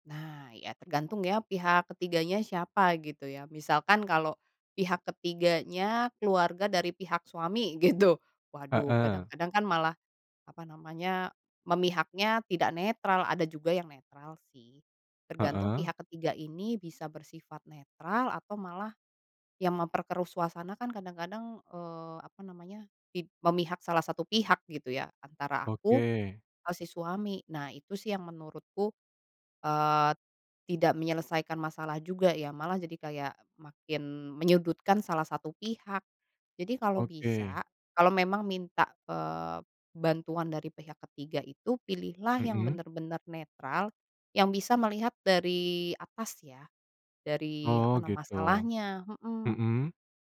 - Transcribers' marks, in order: laughing while speaking: "gitu"
- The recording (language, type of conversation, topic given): Indonesian, podcast, Bagaimana cara suami istri tetap terbuka tentang perasaan tanpa bertengkar?